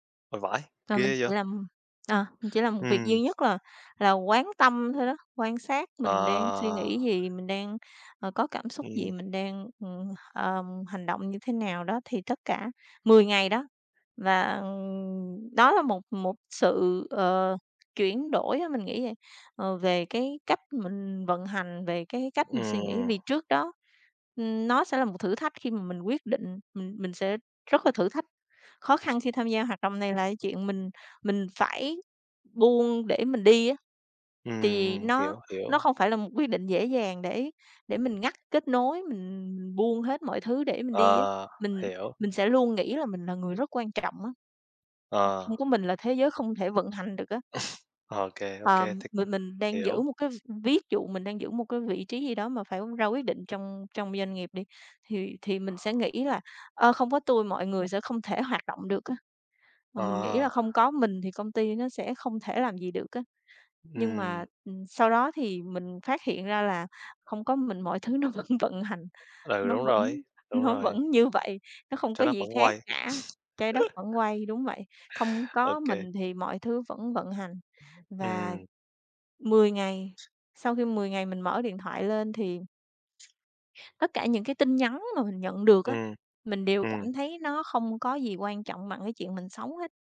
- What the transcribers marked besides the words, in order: other background noise; tapping; cough; laughing while speaking: "vẫn"; laughing while speaking: "vẫn"; chuckle
- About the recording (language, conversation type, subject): Vietnamese, unstructured, Bạn đã từng tham gia hoạt động ngoại khóa thú vị nào chưa?